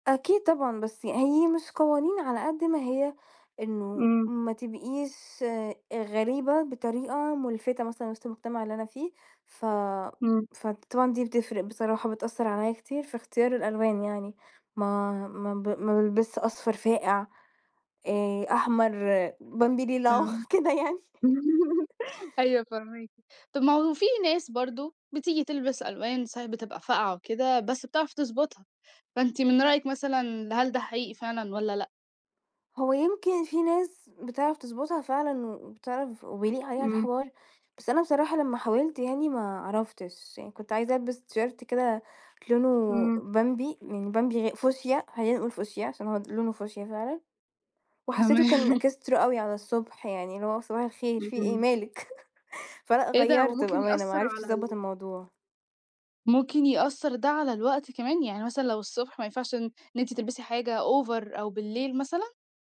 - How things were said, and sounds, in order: laugh; laughing while speaking: "ريلاه، كده يعني"; other background noise; in English: "تيشيرت"; tapping; laughing while speaking: "تمام"; in English: "إكسترا"; laugh; in English: "over"
- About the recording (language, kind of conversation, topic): Arabic, podcast, إزاي بتختار ألوان لبسك؟